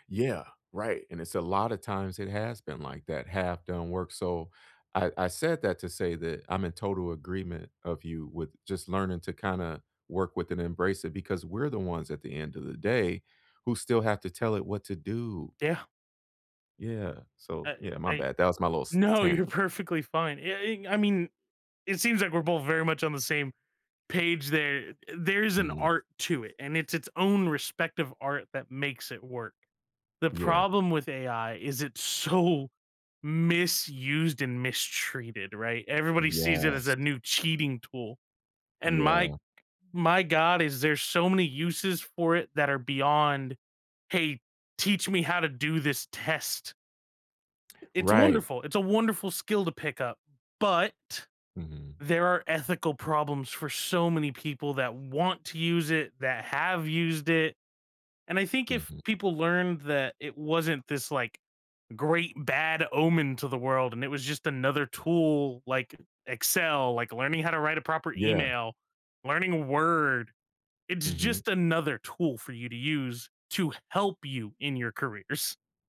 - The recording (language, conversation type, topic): English, unstructured, Should schools focus more on tests or real-life skills?
- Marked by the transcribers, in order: laughing while speaking: "No"; laughing while speaking: "so"; stressed: "but"